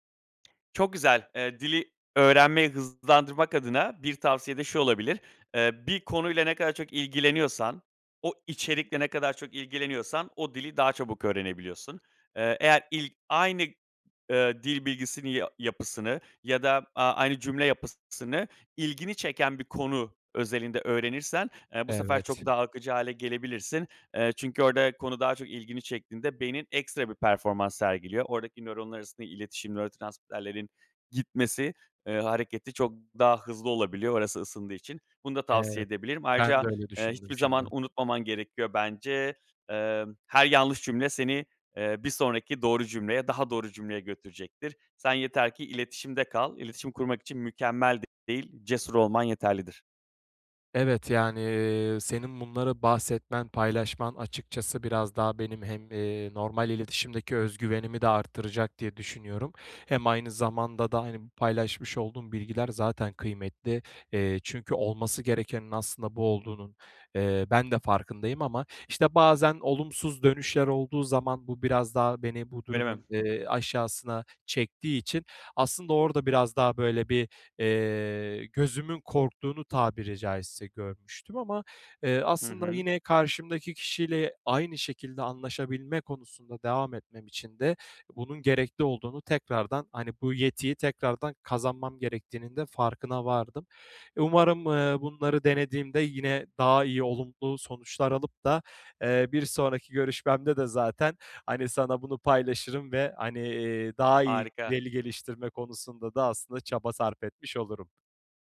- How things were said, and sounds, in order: tapping; other background noise; "yapısın" said as "yapıssını"
- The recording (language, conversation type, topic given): Turkish, advice, Kendimi yetersiz hissettiğim için neden harekete geçemiyorum?